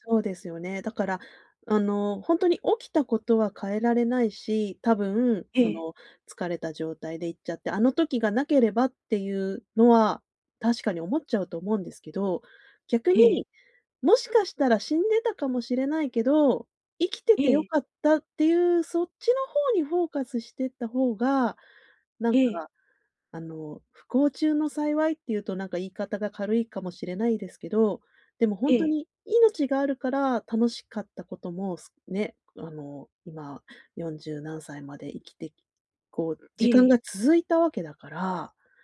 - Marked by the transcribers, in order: other background noise; other noise
- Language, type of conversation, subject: Japanese, advice, 過去の失敗を引きずって自己否定が続くのはなぜですか？